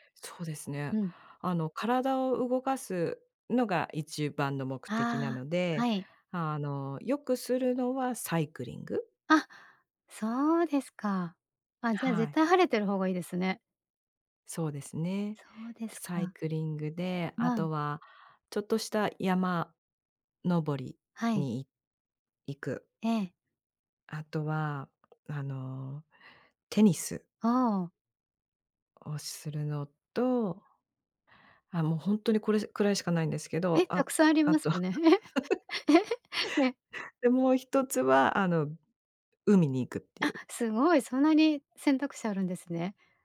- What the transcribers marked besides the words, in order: laugh
- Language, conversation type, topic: Japanese, podcast, 週末はご家族でどんなふうに過ごすことが多いですか？